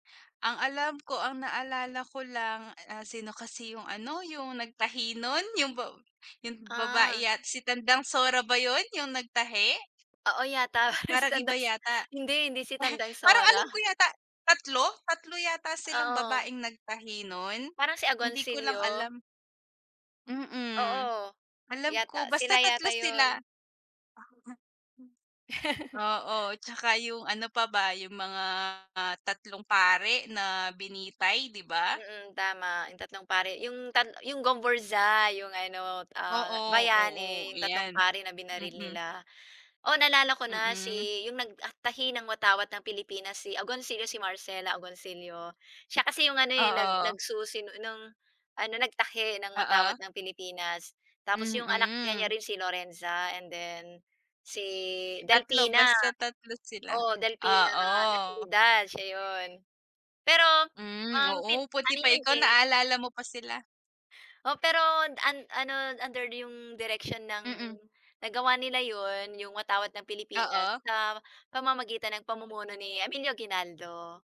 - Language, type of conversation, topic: Filipino, unstructured, Ano ang unang naaalala mo tungkol sa kasaysayan ng Pilipinas?
- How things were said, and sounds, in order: laughing while speaking: "si Tandas"; laugh; laugh